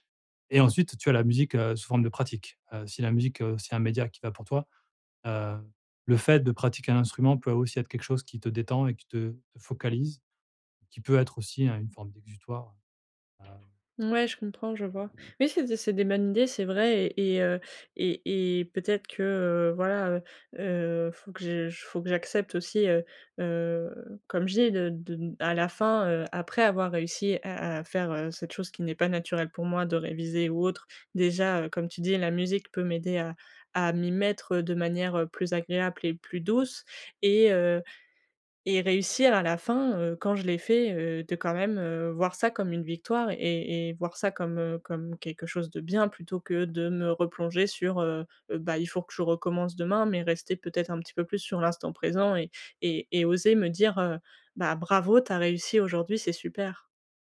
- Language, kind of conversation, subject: French, advice, Comment puis-je célébrer mes petites victoires quotidiennes pour rester motivé ?
- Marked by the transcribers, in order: other background noise